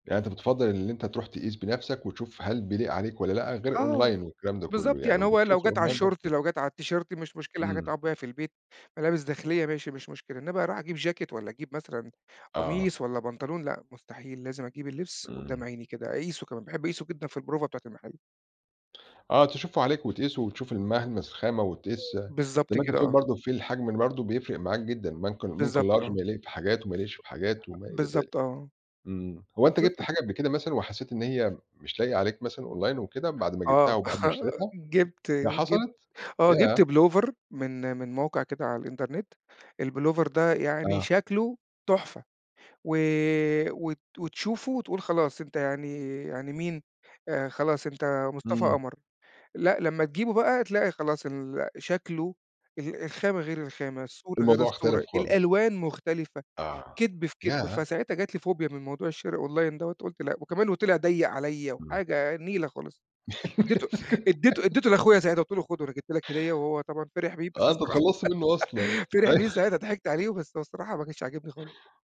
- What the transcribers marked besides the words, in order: in English: "أونلاين"; in English: "الأونلاين"; unintelligible speech; in English: "التيشيرت"; in English: "البروفة"; "الملمس" said as "المهمس"; other background noise; in English: "لارج"; in English: "أونلاين"; chuckle; in English: "أونلاين"; laugh; laughing while speaking: "بس الصراحة"; chuckle; laughing while speaking: "أي"
- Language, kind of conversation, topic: Arabic, podcast, إنت بتميل أكتر إنك تمشي ورا الترندات ولا تعمل ستايلك الخاص؟